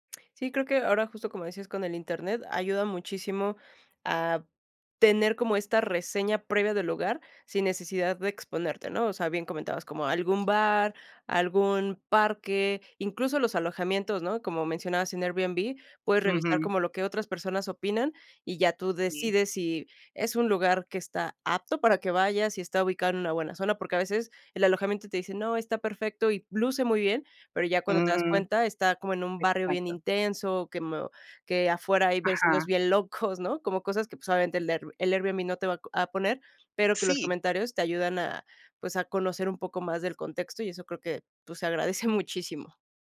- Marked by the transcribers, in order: other background noise; chuckle
- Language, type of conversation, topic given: Spanish, podcast, ¿Qué consejo le darías a alguien que duda en viajar solo?